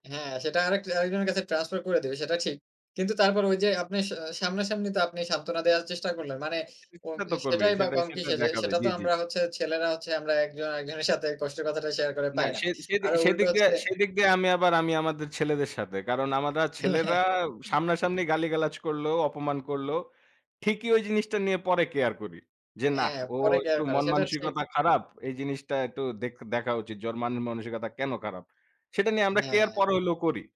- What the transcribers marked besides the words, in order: laugh
- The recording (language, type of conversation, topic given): Bengali, unstructured, কেন কিছু মানুষ মানসিক রোগ নিয়ে কথা বলতে লজ্জা বোধ করে?